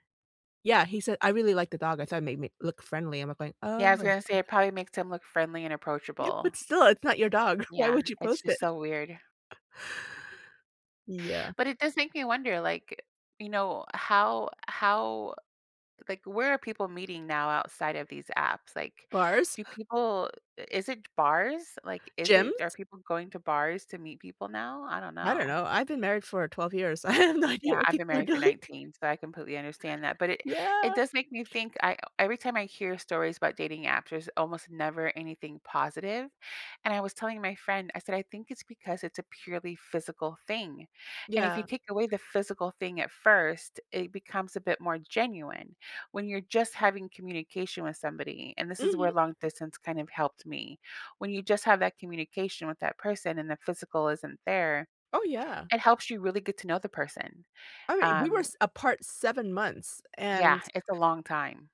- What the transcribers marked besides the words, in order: scoff; laughing while speaking: "I have no idea what people are doing"; tapping
- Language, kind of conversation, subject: English, unstructured, What check-in rhythm feels right without being clingy in long-distance relationships?